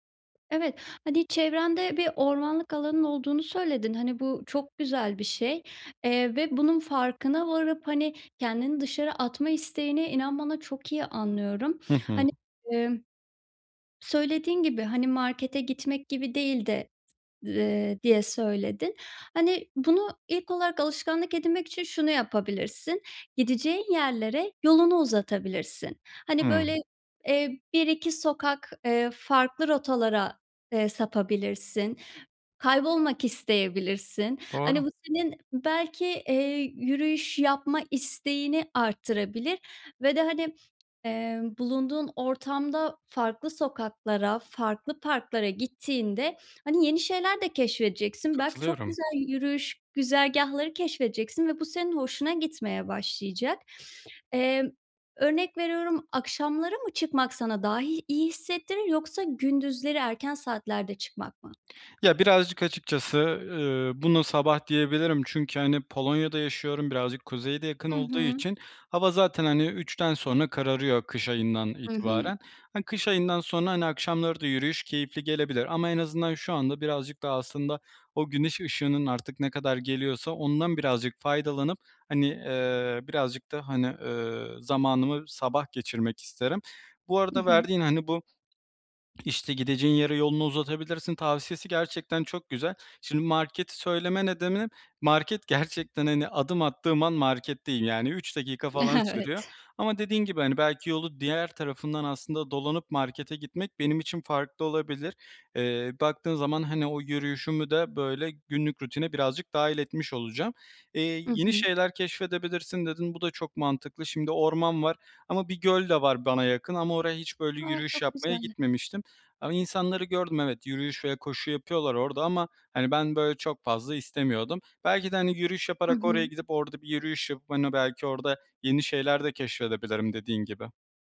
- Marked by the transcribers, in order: tapping; other background noise; laughing while speaking: "Evet"
- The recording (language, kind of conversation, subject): Turkish, advice, Kısa yürüyüşleri günlük rutinime nasıl kolayca ve düzenli olarak dahil edebilirim?